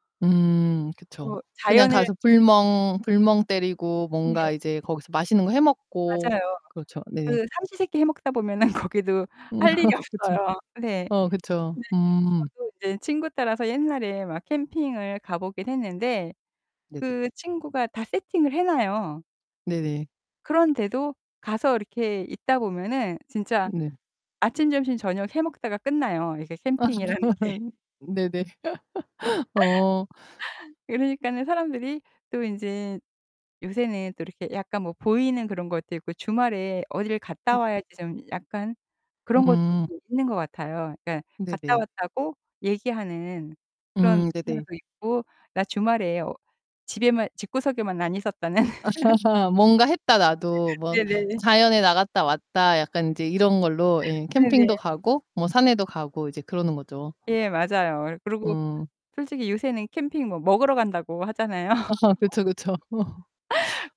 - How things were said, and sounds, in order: other background noise; distorted speech; laugh; laughing while speaking: "거기도 할 일이 없어요"; tapping; laughing while speaking: "캠핑이라는 게"; laughing while speaking: "어, 정말요? 네네"; laugh; unintelligible speech; laughing while speaking: "있었다는"; laugh; laughing while speaking: "하잖아요"; laugh; laughing while speaking: "아"; laugh; teeth sucking
- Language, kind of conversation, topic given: Korean, podcast, 산에 올라 풍경을 볼 때 어떤 생각이 드시나요?